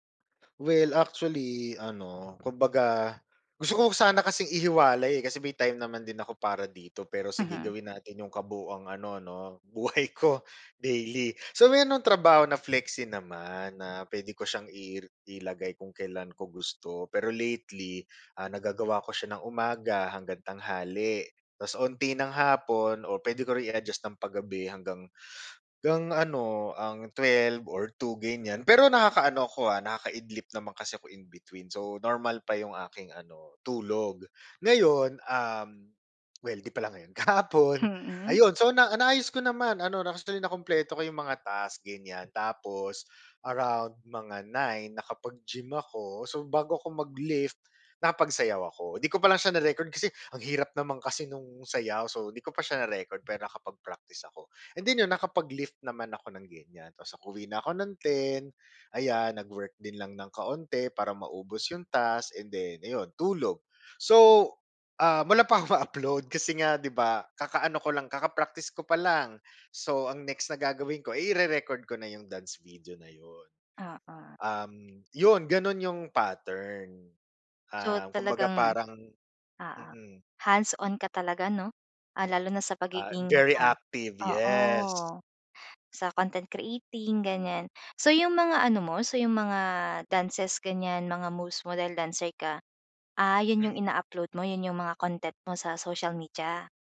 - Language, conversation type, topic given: Filipino, advice, Paano ko mababalanse ang mga agarang gawain at mga pangmatagalang layunin?
- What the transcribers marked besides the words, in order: laughing while speaking: "buhay ko"; laughing while speaking: "kahapon"; other noise; tapping; laughing while speaking: "ma upload"